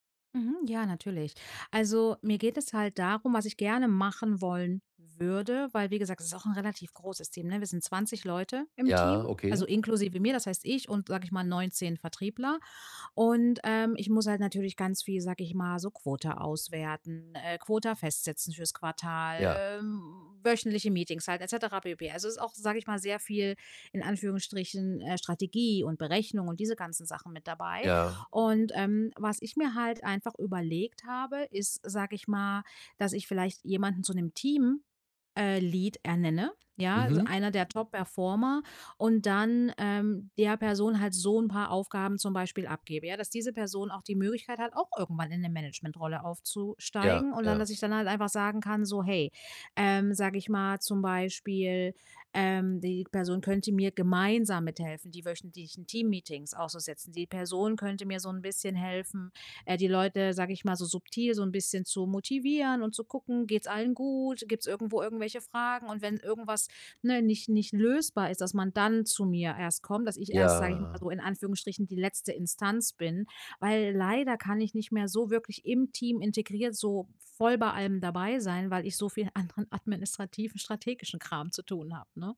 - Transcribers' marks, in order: stressed: "würde"; in English: "Lead"; stressed: "gemeinsam"; drawn out: "Ja"; laughing while speaking: "anderen administrativen"
- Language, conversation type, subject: German, advice, Wie kann ich Aufgaben effektiv an andere delegieren?